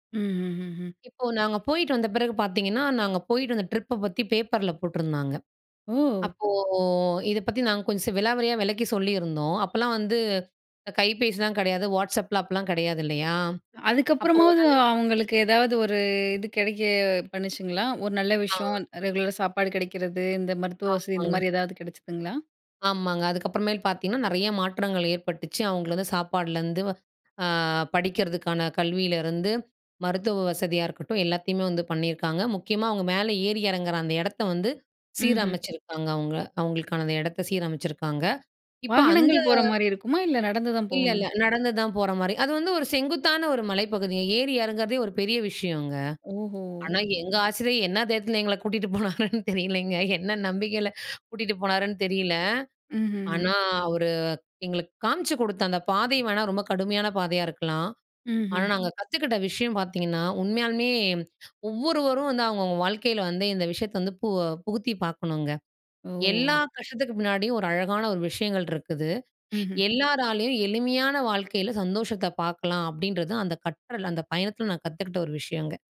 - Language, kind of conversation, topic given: Tamil, podcast, உங்கள் கற்றல் பயணத்தை ஒரு மகிழ்ச்சி கதையாக சுருக்கமாகச் சொல்ல முடியுமா?
- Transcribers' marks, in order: in English: "ட்ரிப்ப"; drawn out: "அப்போ"; in English: "ரெகுலரா"; other background noise; laughing while speaking: "போனாருன்னு, தெரியலைங்க. என்ன நம்பிக்கையில கூட்டிட்டு போனாருன்னு தெரியல"; inhale; inhale; inhale